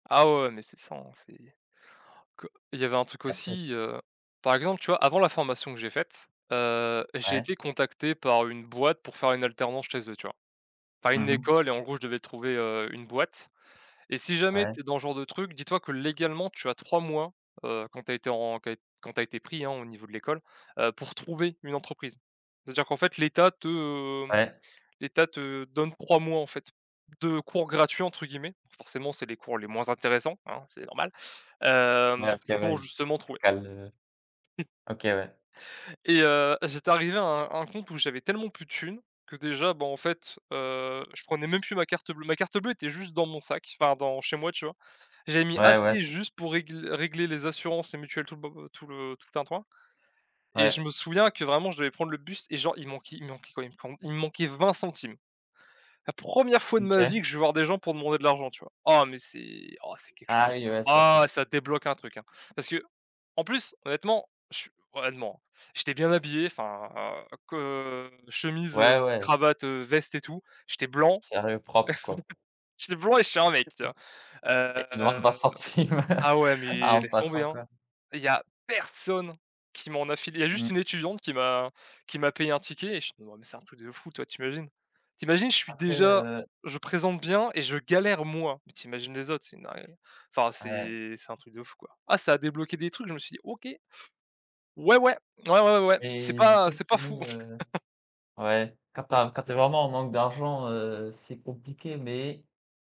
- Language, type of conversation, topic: French, unstructured, Comment le manque d’argent peut-il affecter notre bien-être ?
- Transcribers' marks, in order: tapping; chuckle; unintelligible speech; drawn out: "enfin"; laugh; laughing while speaking: "J'étais blanc et je suis un mec, tu vois !"; other background noise; unintelligible speech; laughing while speaking: "Et tu demandes vingt centimes"; drawn out: "Heu"; stressed: "personne"; stressed: "moi"; laugh